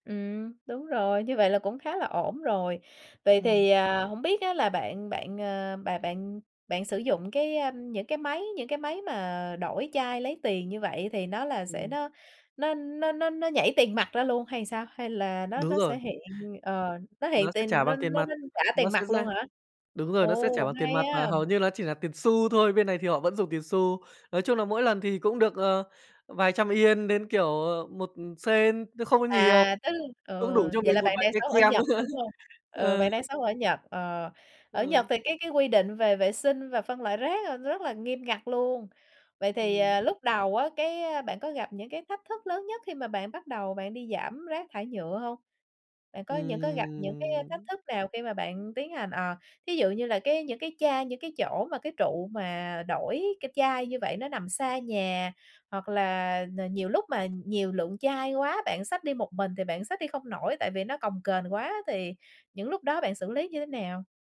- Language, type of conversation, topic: Vietnamese, podcast, Bạn làm thế nào để giảm rác thải nhựa trong nhà?
- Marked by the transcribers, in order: other background noise; laughing while speaking: "nữa"; drawn out: "Ừm"